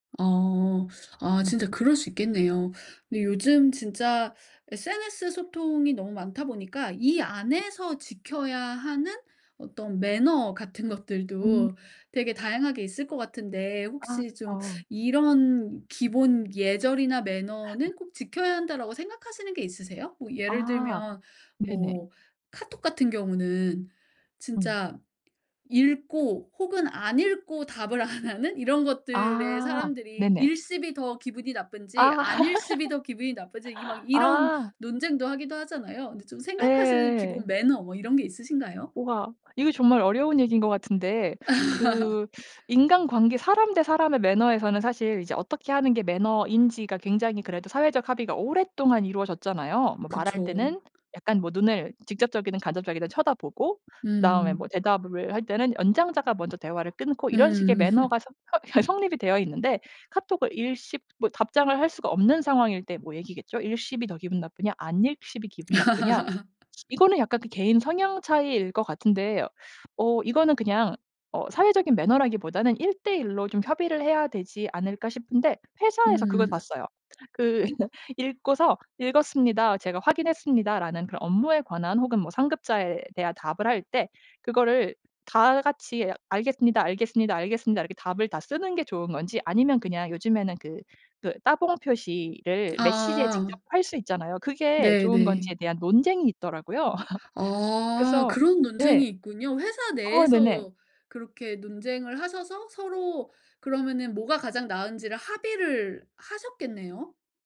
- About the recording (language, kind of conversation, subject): Korean, podcast, 기술의 발달로 인간관계가 어떻게 달라졌나요?
- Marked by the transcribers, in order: laugh; laugh; laugh; laugh; laugh; laugh; tapping; laugh